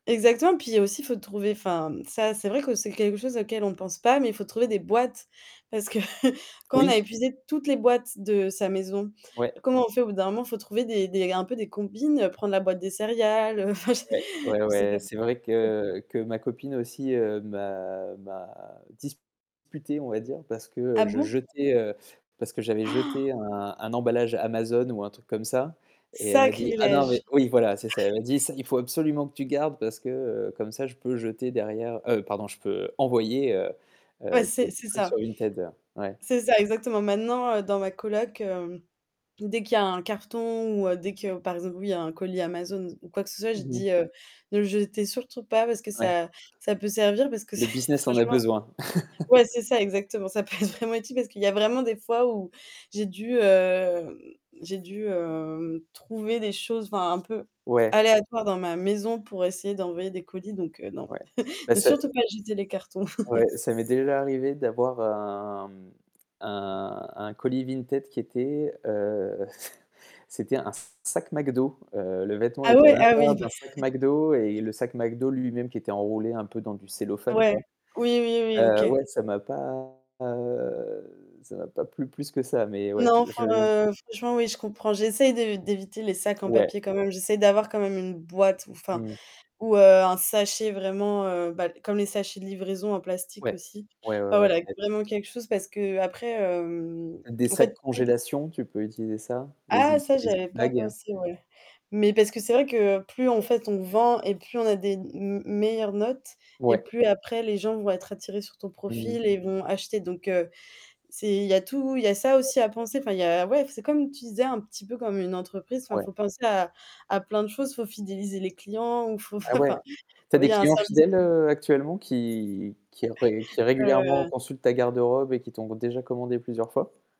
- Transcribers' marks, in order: chuckle; distorted speech; static; laughing while speaking: "heu, enfin, je sais"; chuckle; unintelligible speech; other background noise; gasp; stressed: "envoyer"; laughing while speaking: "c'est"; chuckle; laughing while speaking: "peut être"; chuckle; tapping; chuckle; chuckle; in English: "zip bags"; unintelligible speech; other noise; chuckle
- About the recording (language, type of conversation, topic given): French, podcast, Qu’est-ce que la mode durable a changé pour toi ?